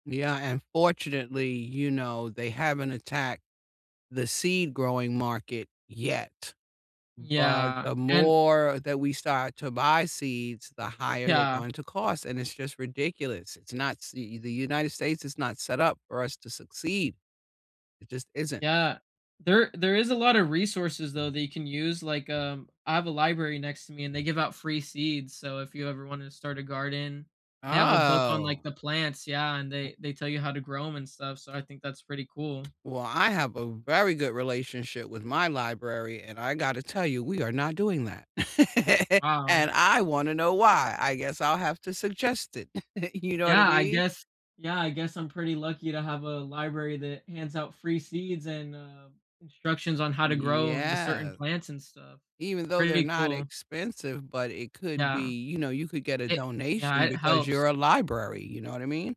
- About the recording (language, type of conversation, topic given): English, unstructured, How do you connect with locals through street food and markets when you travel?
- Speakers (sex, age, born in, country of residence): female, 55-59, United States, United States; male, 20-24, United States, United States
- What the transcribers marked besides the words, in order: other background noise; drawn out: "Oh"; tapping; laugh; chuckle; drawn out: "Yeah"